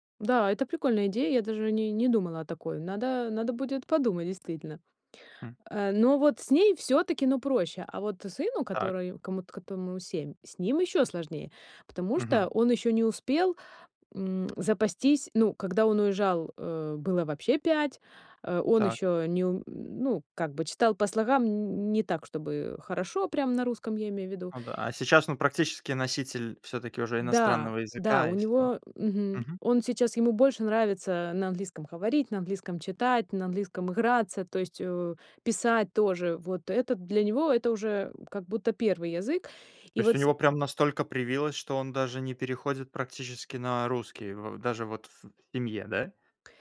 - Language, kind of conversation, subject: Russian, podcast, Как ты относишься к смешению языков в семье?
- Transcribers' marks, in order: none